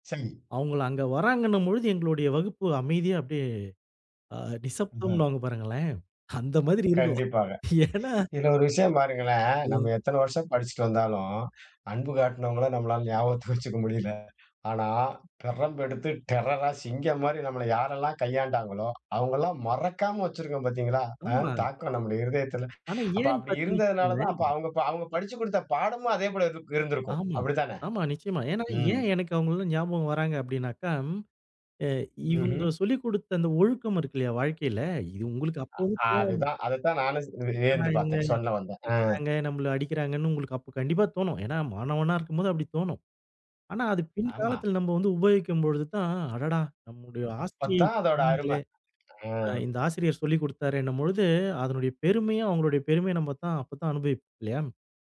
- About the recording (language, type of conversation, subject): Tamil, podcast, பல வருடங்களுக்கு பிறகு மறக்காத உங்க ஆசிரியரை சந்தித்த அனுபவம் எப்படி இருந்தது?
- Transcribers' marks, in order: laughing while speaking: "நிசப்தம்ன்வாங்க பாருங்களேன். அந்த மாதிரி இருக்கும். ஏனா"; laughing while speaking: "அன்பு காட்டுனவங்கள நம்மளால ஞாபகத்துக்கு வச்சுக்க முடியல"; in English: "டெரர்ரா"; laughing while speaking: "அவங்கெல்லாம் மறக்காம வச்சிருக்கோம் பாத்தீங்களா? அ தாக்கம் நம்ம இருதயத்துல"; tapping; "ஆசிரியை" said as "ஆஸ்தியை"; other background noise